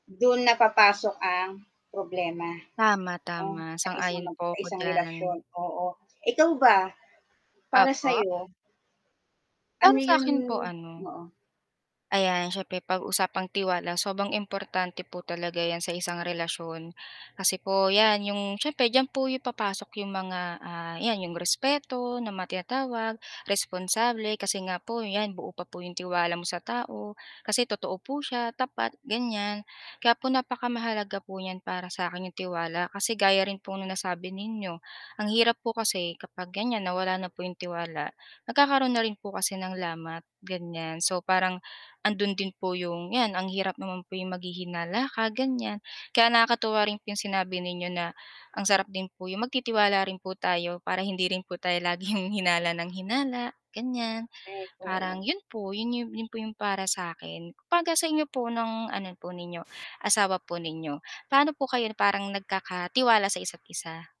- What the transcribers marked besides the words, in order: static; other background noise; mechanical hum; tapping
- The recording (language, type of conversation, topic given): Filipino, unstructured, Ano ang ibig sabihin ng tunay na pagtitiwala sa isang relasyon?